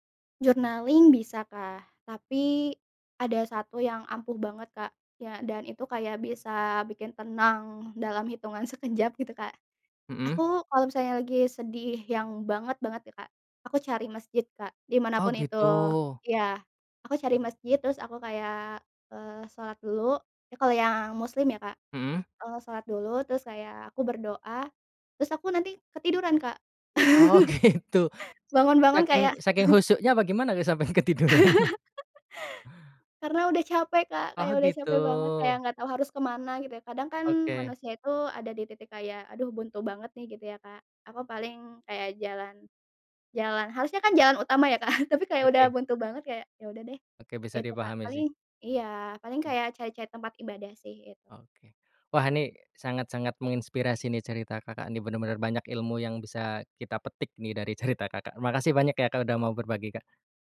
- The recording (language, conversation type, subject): Indonesian, podcast, Bagaimana cara memotivasi diri sendiri setelah mengalami beberapa kali kegagalan?
- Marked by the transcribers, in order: in English: "Journaling"; other background noise; laughing while speaking: "gitu"; chuckle; laughing while speaking: "ketiduran?"; laugh; chuckle; chuckle